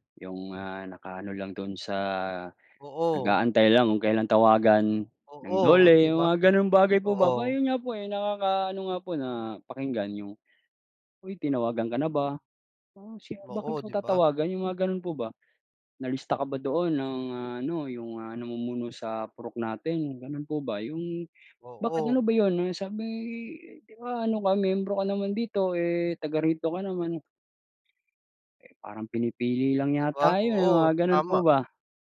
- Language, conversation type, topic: Filipino, unstructured, Ano ang opinyon mo sa mga hakbang ng gobyerno laban sa korapsyon?
- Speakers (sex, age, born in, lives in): male, 30-34, Philippines, Philippines; male, 35-39, Philippines, Philippines
- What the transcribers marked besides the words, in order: tapping